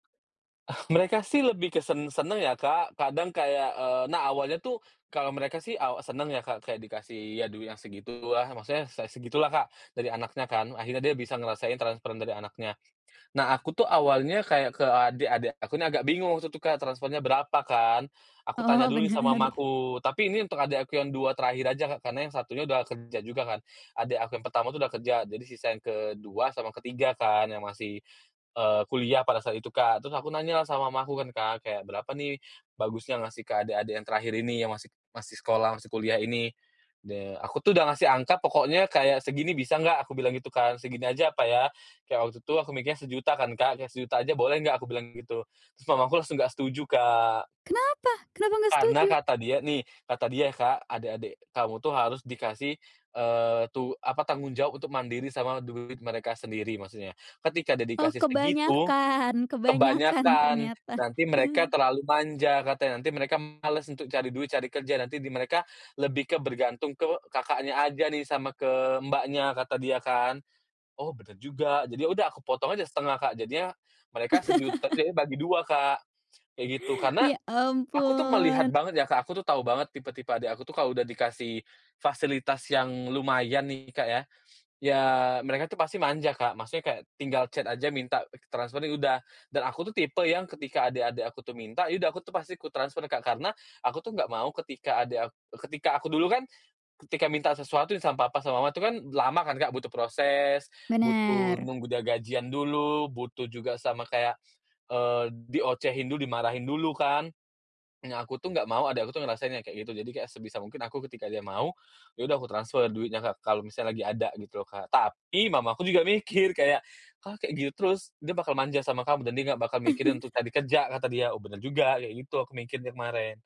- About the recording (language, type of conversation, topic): Indonesian, podcast, Apa kenanganmu saat pertama kali menerima gaji sendiri?
- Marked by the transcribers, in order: laughing while speaking: "Oh"; chuckle; laugh; in English: "chat"; chuckle